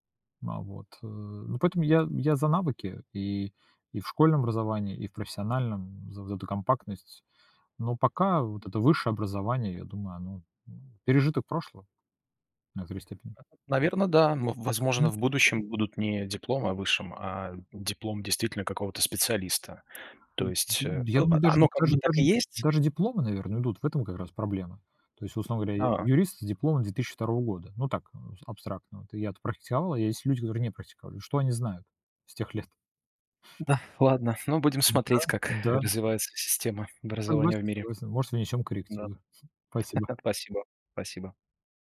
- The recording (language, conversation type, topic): Russian, unstructured, Что важнее в школе: знания или навыки?
- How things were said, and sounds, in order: tapping; chuckle